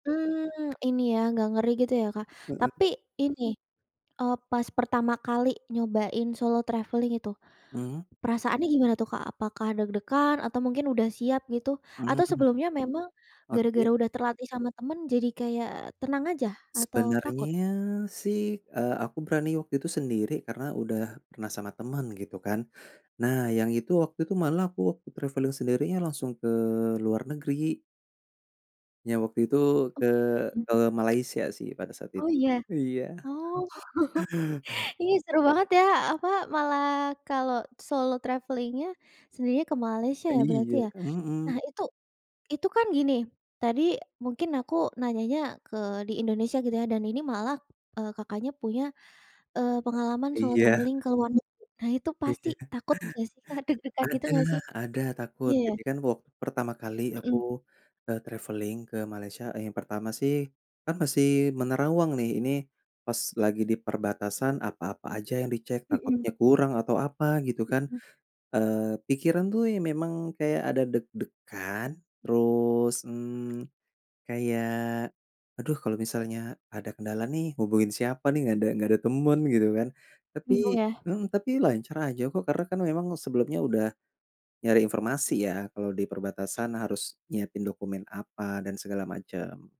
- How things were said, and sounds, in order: tapping; in English: "traveling"; other background noise; in English: "traveling"; laughing while speaking: "Oh. Ih"; chuckle; in English: "traveling-nya"; in English: "traveling"; laughing while speaking: "Iya"; chuckle; in English: "traveling"
- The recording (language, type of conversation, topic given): Indonesian, podcast, Bagaimana kamu mengatasi rasa takut saat bepergian sendirian?